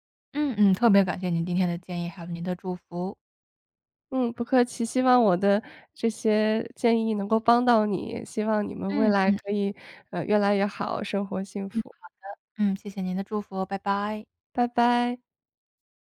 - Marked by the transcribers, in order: other background noise
- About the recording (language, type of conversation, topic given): Chinese, advice, 当伴侣指出我的缺点让我陷入自责时，我该怎么办？